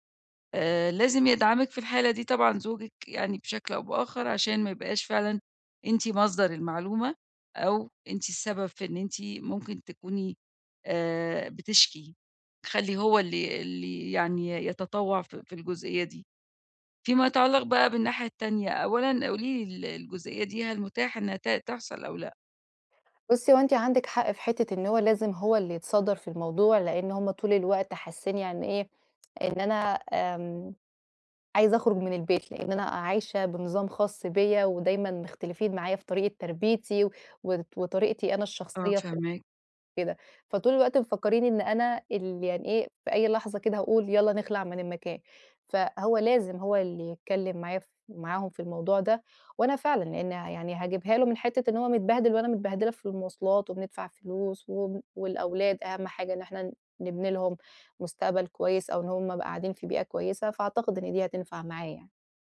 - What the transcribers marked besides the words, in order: other background noise
- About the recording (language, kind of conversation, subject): Arabic, advice, إزاي أنسّق الانتقال بين البيت الجديد والشغل ومدارس العيال بسهولة؟